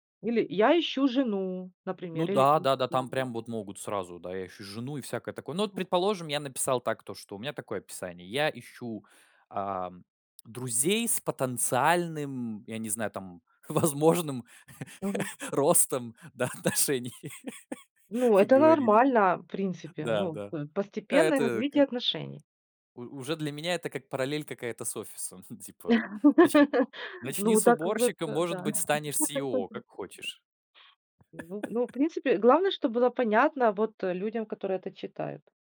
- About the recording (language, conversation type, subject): Russian, podcast, Как в онлайне можно выстроить настоящее доверие?
- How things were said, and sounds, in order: unintelligible speech; laughing while speaking: "возможным ростом, да, отношений как говорится"; laugh; chuckle; laugh